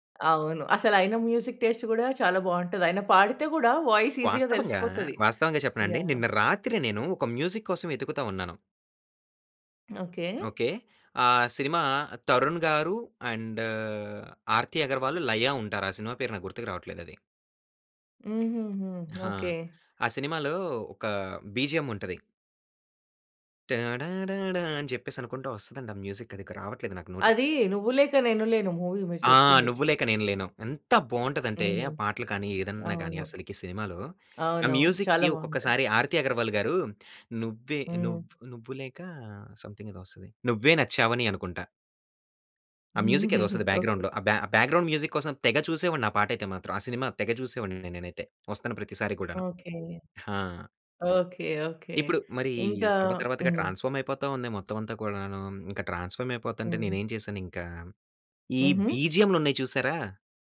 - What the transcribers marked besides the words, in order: in English: "మ్యూజిక్ టేస్ట్"; in English: "వాయిస్ ఈజీగా"; in English: "మ్యూజిక్"; in English: "అండ్"; other background noise; in English: "బీజీఎమ్"; singing: "టడడాడా"; in English: "మ్యూజిక్"; in English: "మూవీ"; stressed: "ఎంత"; in English: "మ్యూజిక్‌కి"; in English: "సంథింగ్"; chuckle; in English: "మ్యూజిక్"; in English: "బ్యాక్‌గ్రౌండ్‌లో"; in English: "బ్యా బ్యాక్‌గ్రౌండ్ మ్యూజిక్"; in English: "ట్రాన్స్‌ఫార్మ్"; in English: "ట్రాన్స్‌ఫార్మ్"
- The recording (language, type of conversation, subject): Telugu, podcast, మీకు గుర్తున్న మొదటి సంగీత జ్ఞాపకం ఏది, అది మీపై ఎలా ప్రభావం చూపింది?